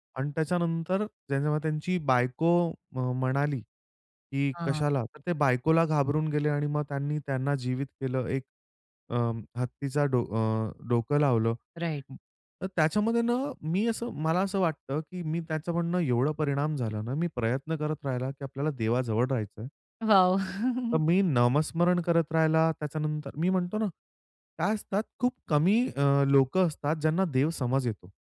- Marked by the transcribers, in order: in English: "राइट"; chuckle
- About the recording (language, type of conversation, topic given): Marathi, podcast, एखादा चित्रपट किंवा मालिका तुमच्यावर कसा परिणाम करू शकतो?